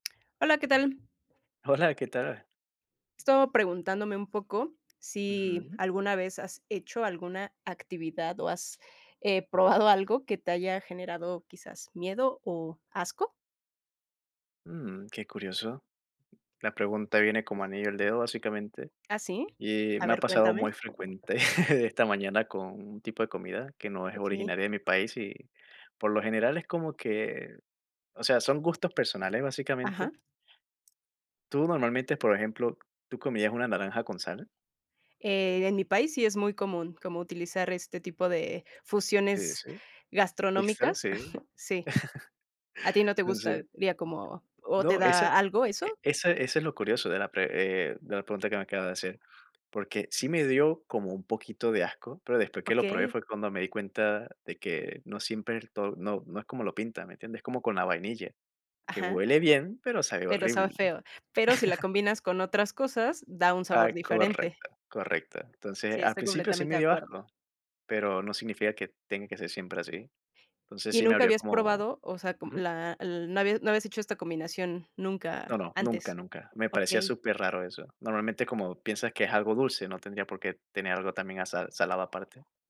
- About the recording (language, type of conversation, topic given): Spanish, unstructured, ¿Alguna vez te ha dado miedo o asco probar una actividad nueva?
- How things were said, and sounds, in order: other background noise; laughing while speaking: "Hola"; laughing while speaking: "probado"; tapping; chuckle; chuckle; chuckle